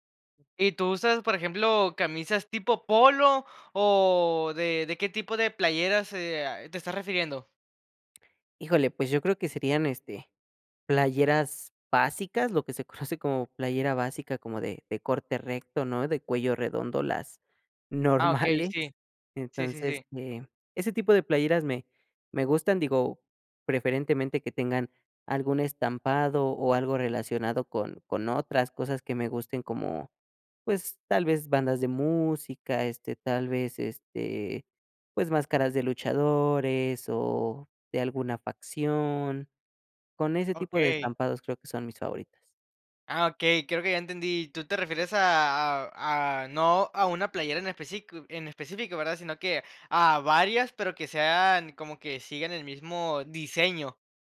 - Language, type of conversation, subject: Spanish, podcast, ¿Qué prenda te define mejor y por qué?
- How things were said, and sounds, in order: laughing while speaking: "normales"; "especifico" said as "especicu"